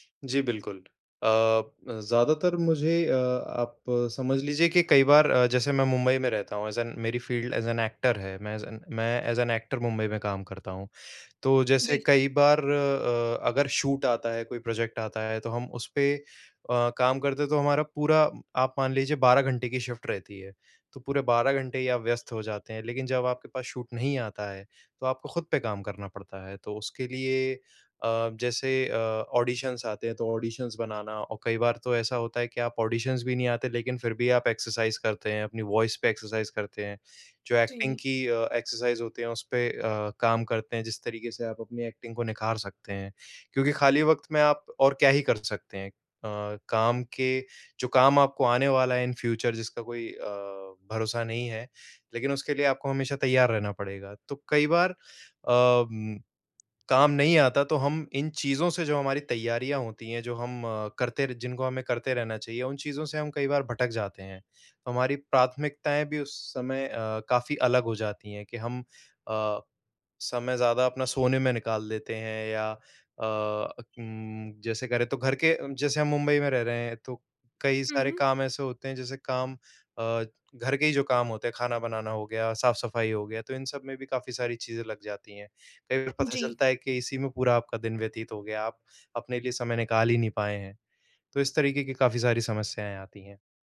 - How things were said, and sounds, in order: in English: "ऐज़ एन"; in English: "फ़ील्ड ऐज़ एन एक्टर"; in English: "ऐज़ एन"; in English: "ऐज़ एन एक्टर"; in English: "शूट"; in English: "प्रोजेक्ट"; in English: "शिफ़्ट"; in English: "शूट"; in English: "ऑडिशंस"; in English: "ऑडिशंस"; in English: "ऑडिशंस"; in English: "एक्सरसाइज़"; in English: "वॉइस"; in English: "एक्सरसाइज़"; in English: "एक्टिंग"; in English: "एक्सरसाइज़"; in English: "एक्टिंग"; in English: "इन फ्यूचर"
- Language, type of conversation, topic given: Hindi, advice, कई कार्यों के बीच प्राथमिकताओं का टकराव होने पर समय ब्लॉक कैसे बनाऊँ?